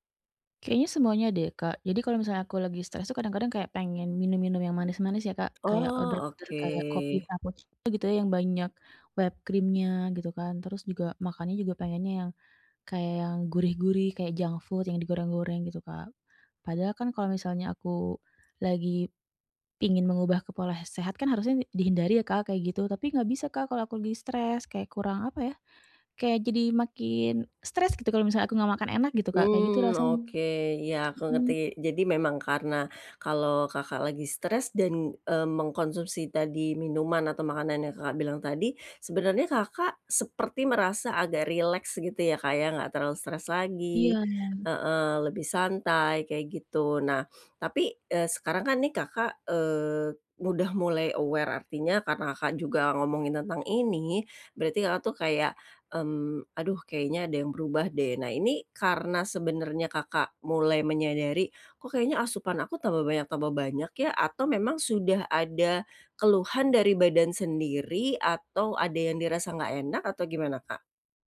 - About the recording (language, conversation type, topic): Indonesian, advice, Bagaimana saya bisa menata pola makan untuk mengurangi kecemasan?
- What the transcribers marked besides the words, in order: tapping; other background noise; in English: "whipped cream-nya"; in English: "junk food"; in English: "aware"